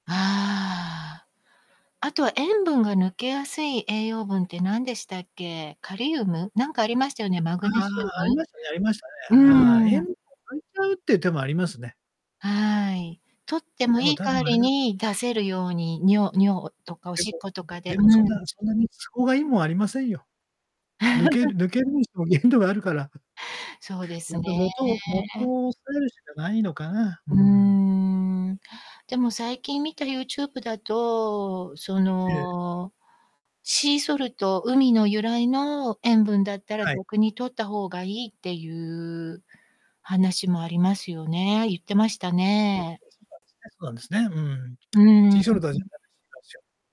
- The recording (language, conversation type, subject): Japanese, advice, 健康的な食事を続けられず、ついジャンクフードを食べてしまうのですが、どうすれば改善できますか？
- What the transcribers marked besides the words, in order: distorted speech; unintelligible speech; chuckle; laughing while speaking: "限度があるから"; chuckle; static; other background noise